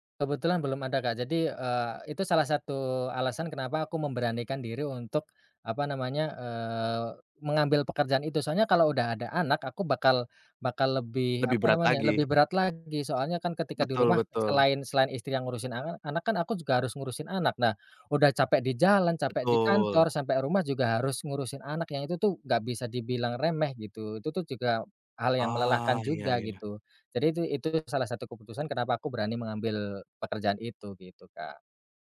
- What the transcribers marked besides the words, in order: none
- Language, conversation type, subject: Indonesian, podcast, Pernah nggak kamu mengikuti kata hati saat memilih jalan hidup, dan kenapa?